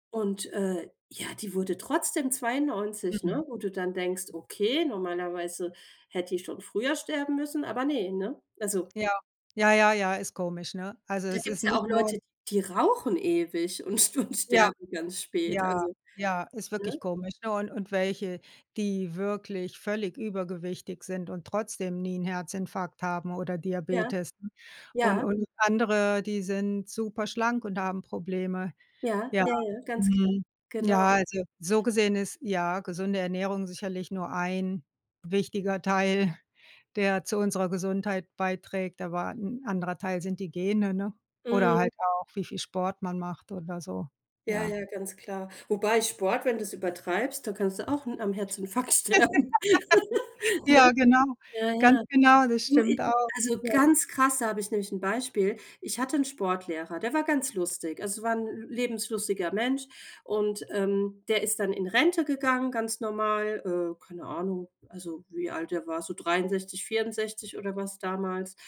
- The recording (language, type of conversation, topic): German, unstructured, Wie wichtig ist dir eine gesunde Ernährung im Alltag?
- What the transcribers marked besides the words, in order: laugh; laughing while speaking: "Herzinfarkt sterben"; chuckle